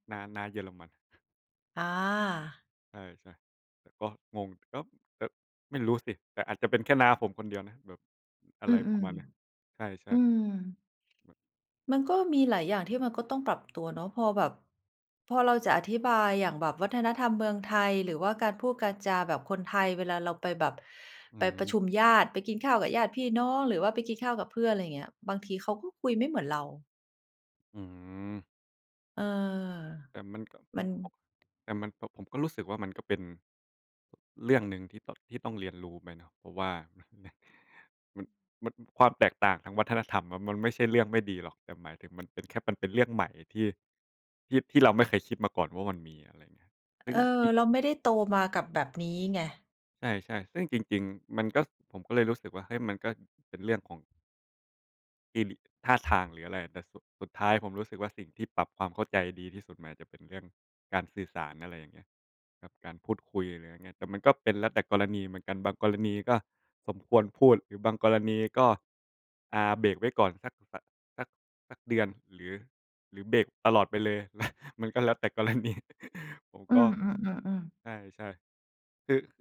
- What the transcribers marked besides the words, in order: chuckle; chuckle; chuckle
- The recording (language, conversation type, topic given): Thai, unstructured, คุณคิดว่าการพูดความจริงแม้จะทำร้ายคนอื่นสำคัญไหม?